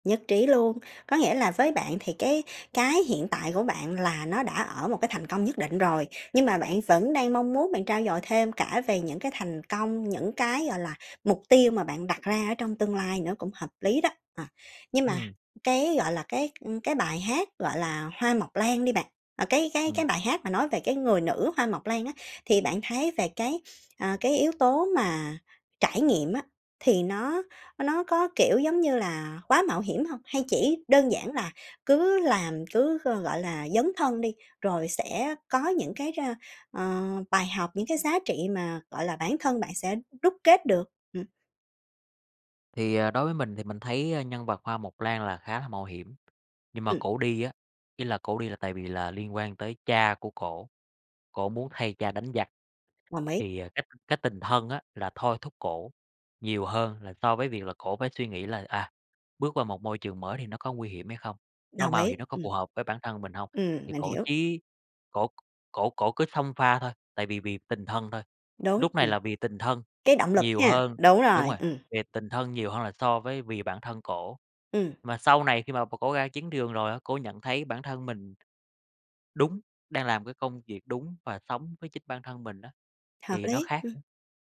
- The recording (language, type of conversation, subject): Vietnamese, podcast, Bài hát nào bạn thấy như đang nói đúng về con người mình nhất?
- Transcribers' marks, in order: other background noise; tapping; chuckle